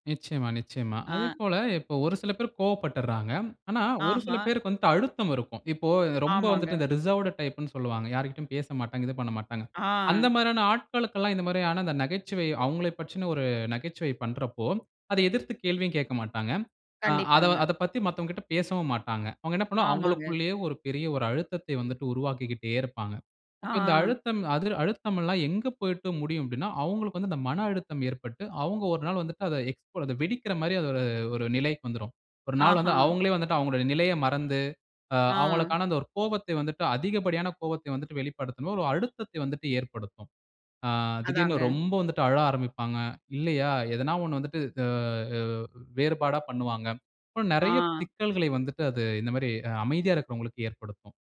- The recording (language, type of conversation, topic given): Tamil, podcast, மெய்நிகர் உரையாடலில் நகைச்சுவை எப்படி தவறாக எடுத்துக்கொள்ளப்படுகிறது?
- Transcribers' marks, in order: in English: "ரிசர்வ்டு"; in English: "எக்ஸ்"; "ஏதாவது" said as "எதுனா"